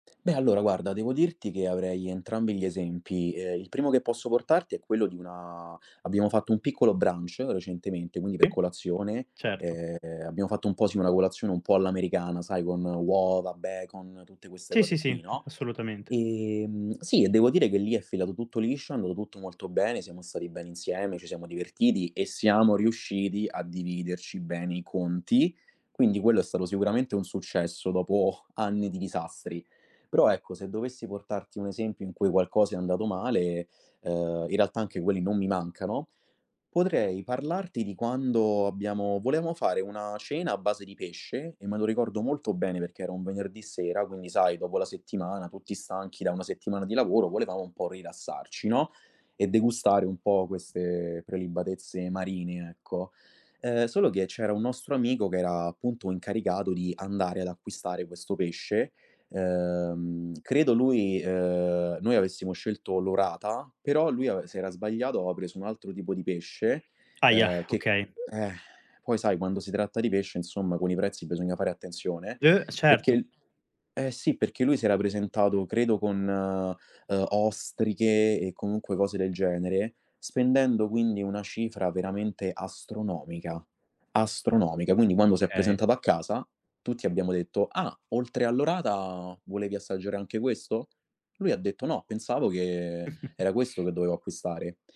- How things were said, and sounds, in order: tapping; chuckle; exhale; background speech; other background noise; chuckle
- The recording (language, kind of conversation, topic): Italian, podcast, Come gestisci i pasti fuori casa o le cene con gli amici?